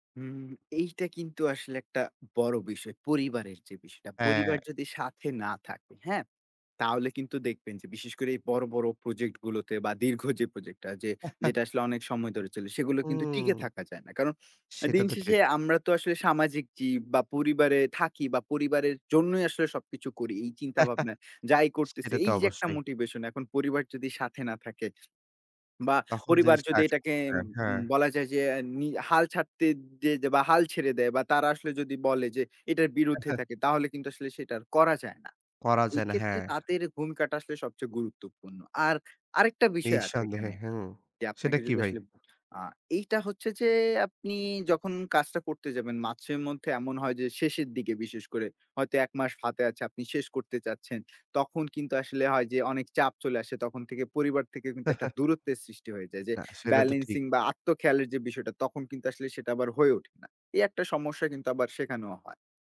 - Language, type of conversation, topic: Bengali, podcast, দীর্ঘ প্রকল্পে কাজ করার সময় মোটিভেশন ধরে রাখতে আপনি কী করেন?
- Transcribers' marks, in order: chuckle; chuckle; other background noise; unintelligible speech; chuckle; chuckle